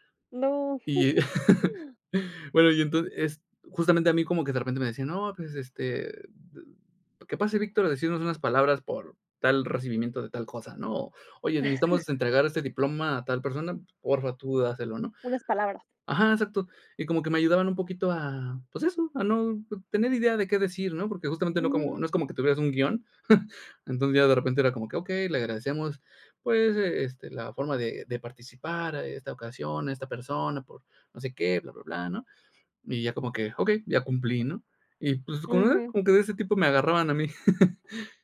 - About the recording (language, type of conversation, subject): Spanish, podcast, ¿Qué hábitos te ayudan a mantener la creatividad día a día?
- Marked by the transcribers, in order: laughing while speaking: "bueno, y entonces"; chuckle; laugh; chuckle; laugh